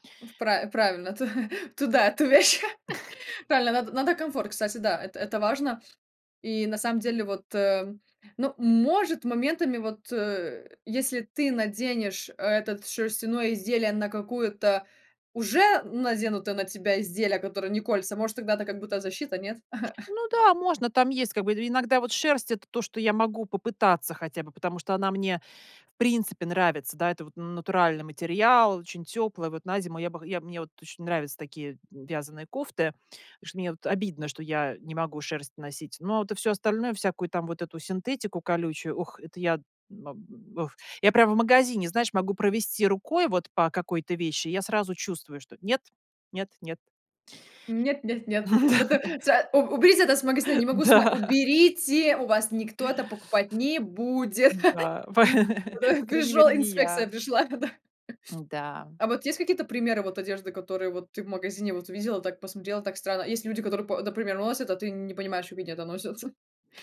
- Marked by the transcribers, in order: chuckle; chuckle; laugh; laughing while speaking: "Да, я да"; tapping; chuckle; laughing while speaking: "По"; laugh; chuckle; chuckle
- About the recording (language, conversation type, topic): Russian, podcast, Как ты обычно выбираешь между минимализмом и ярким самовыражением в стиле?